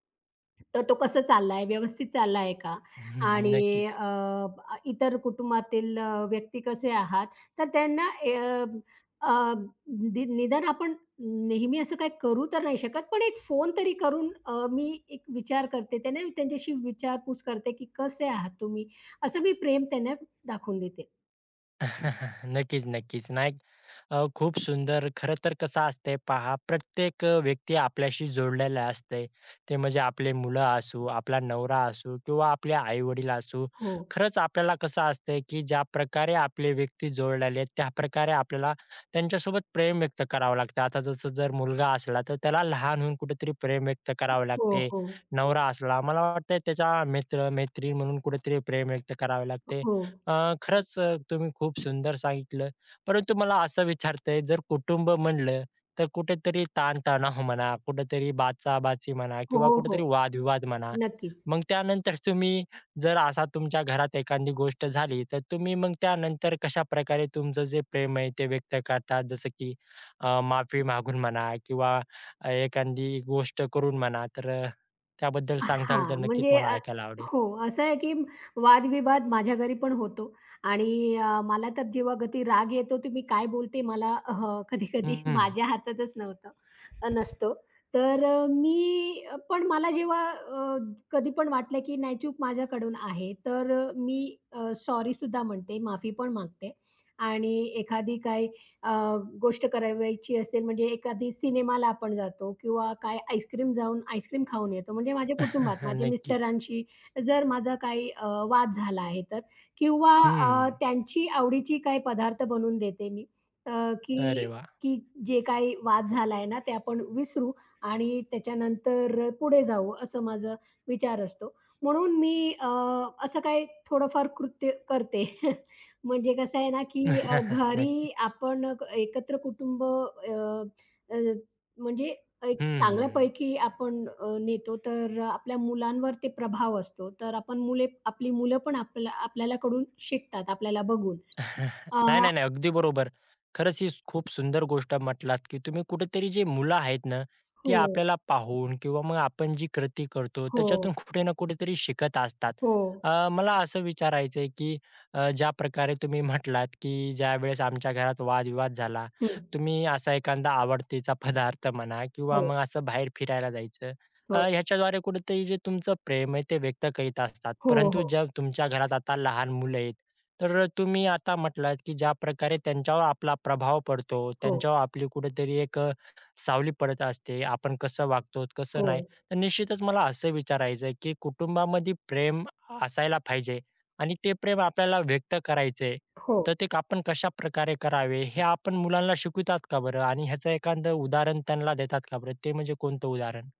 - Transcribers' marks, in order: other background noise; chuckle; tapping; chuckle; alarm; laughing while speaking: "म्हणा"; "एखादी" said as "एखांदी"; "एखादी" said as "एखांदी"; "सांगाल" said as "सांगताल"; laughing while speaking: "कधी-कधी माझ्या"; chuckle; chuckle; chuckle; laughing while speaking: "पदार्थ म्हणा"
- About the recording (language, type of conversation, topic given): Marathi, podcast, कुटुंबात तुम्ही प्रेम कसे व्यक्त करता?